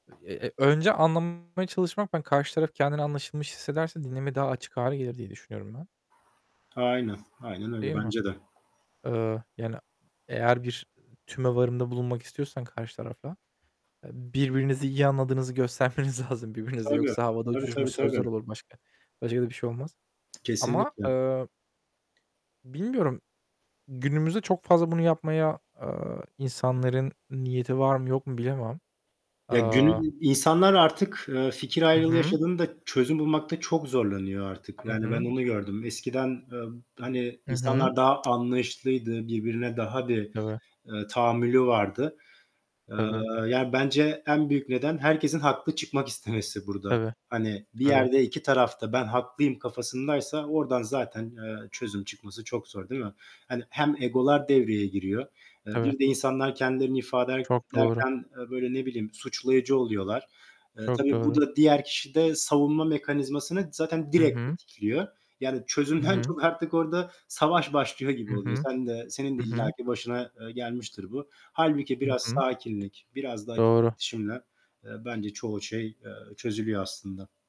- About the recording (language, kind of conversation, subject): Turkish, unstructured, Fikir ayrılıklarını çözmenin en etkili yolu nedir?
- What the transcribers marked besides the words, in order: tapping; distorted speech; static; other background noise; laughing while speaking: "göstermeniz"